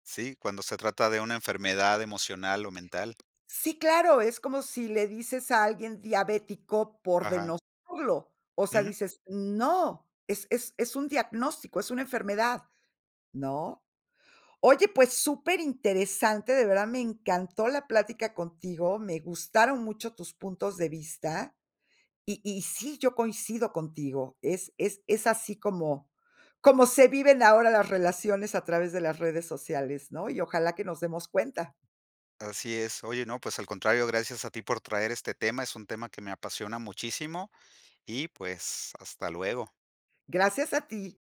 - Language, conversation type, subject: Spanish, podcast, ¿Cómo cambian las redes sociales nuestra forma de relacionarnos?
- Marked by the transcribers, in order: none